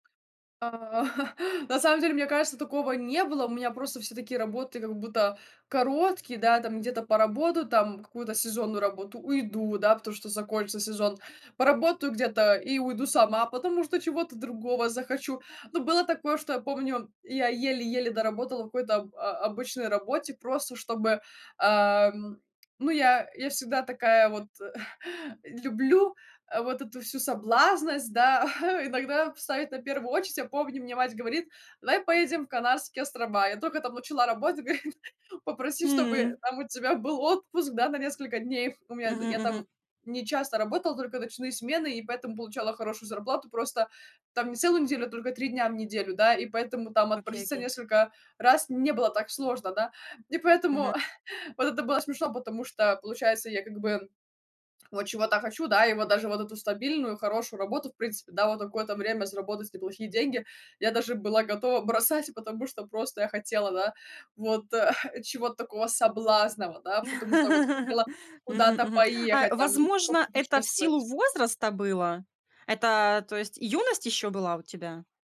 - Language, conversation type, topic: Russian, podcast, Что для тебя важнее: стабильность или смысл?
- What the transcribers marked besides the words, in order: tapping; laugh; chuckle; chuckle; laughing while speaking: "говорит"; chuckle; laughing while speaking: "а"; laugh